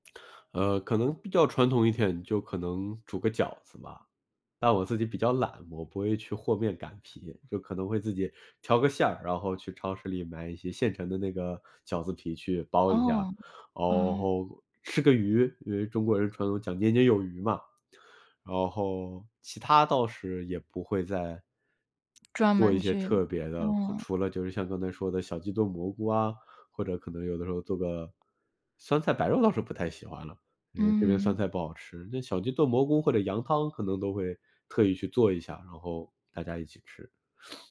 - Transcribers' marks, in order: other noise
- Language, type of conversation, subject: Chinese, podcast, 有没有哪道菜能立刻把你带回小时候的感觉？